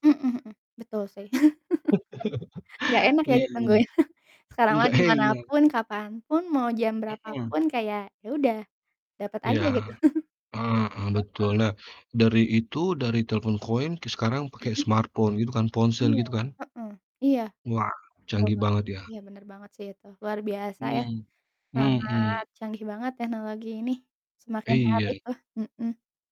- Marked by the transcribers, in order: laugh; chuckle; laughing while speaking: "enak"; chuckle; distorted speech; in English: "smartphone"; unintelligible speech
- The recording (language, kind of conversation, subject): Indonesian, unstructured, Bagaimana sains membantu kehidupan sehari-hari kita?